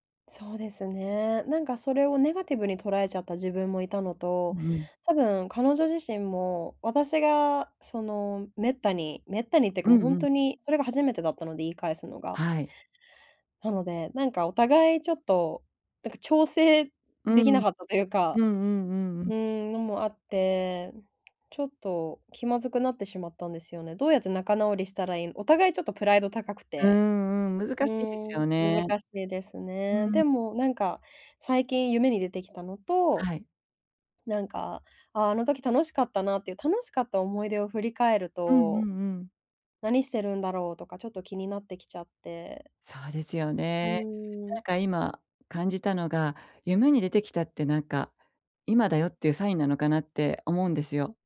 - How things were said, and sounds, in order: none
- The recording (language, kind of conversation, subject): Japanese, advice, 疎遠になった友人ともう一度仲良くなるにはどうすればよいですか？